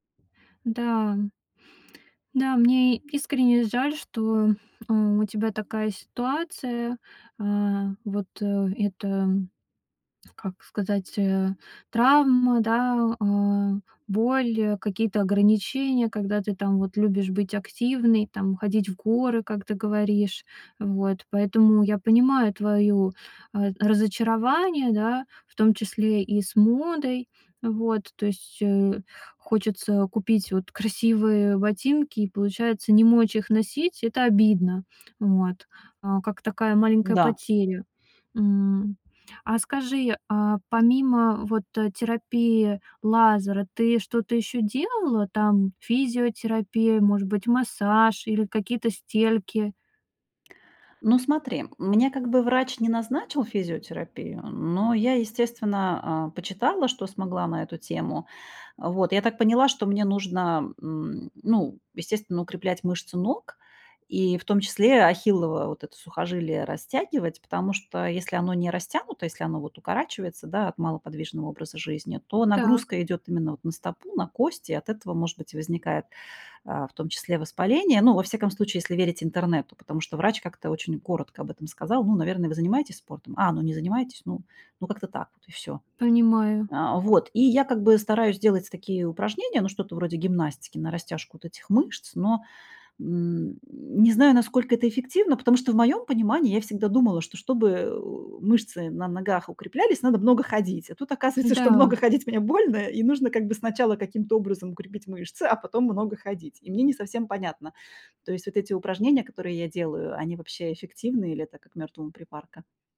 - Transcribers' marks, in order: tapping; other background noise; chuckle
- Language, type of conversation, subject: Russian, advice, Как внезапная болезнь или травма повлияла на ваши возможности?